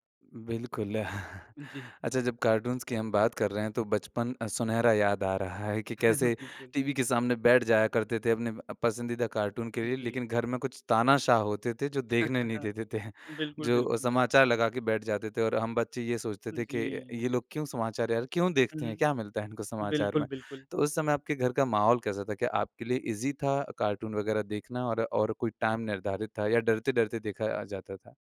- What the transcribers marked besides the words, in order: laughing while speaking: "बिल्कुल"; chuckle; in English: "कार्टून्स"; laughing while speaking: "हुँ, जी"; chuckle; in English: "कार्टून"; laughing while speaking: "देते थे"; chuckle; in English: "ईज़ी"; in English: "कार्टून"; in English: "टाइम"
- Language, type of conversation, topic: Hindi, podcast, तुम अपने बचपन के किस कार्टून को आज भी सबसे ज्यादा याद करते हो?
- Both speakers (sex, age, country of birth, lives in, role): male, 25-29, India, India, guest; male, 25-29, India, India, host